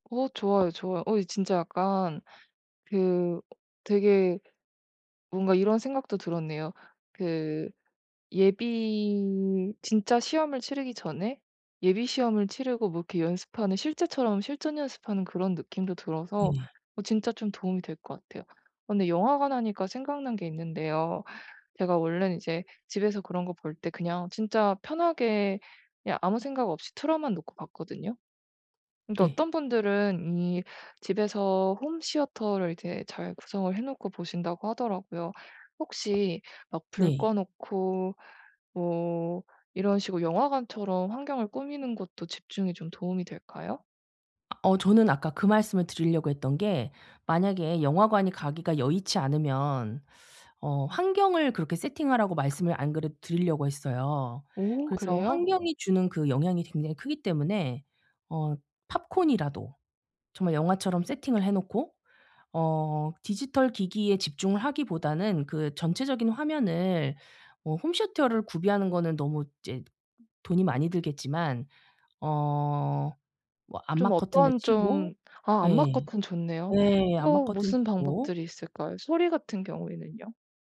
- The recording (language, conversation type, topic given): Korean, advice, 영화나 음악을 감상할 때 스마트폰 때문에 자꾸 산만해져서 집중이 안 되는데, 어떻게 하면 좋을까요?
- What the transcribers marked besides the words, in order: tapping; other background noise